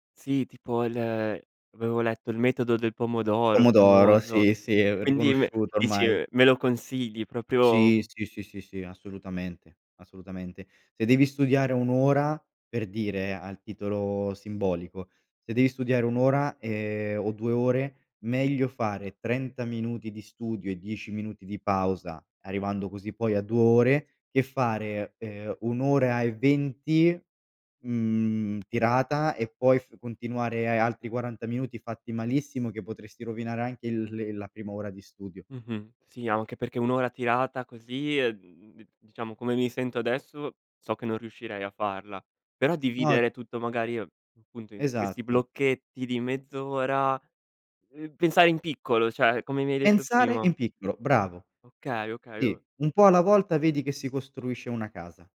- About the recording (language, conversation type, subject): Italian, advice, Perché mi sento in colpa o in ansia quando non sono abbastanza produttivo?
- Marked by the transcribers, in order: "cioè" said as "ceh"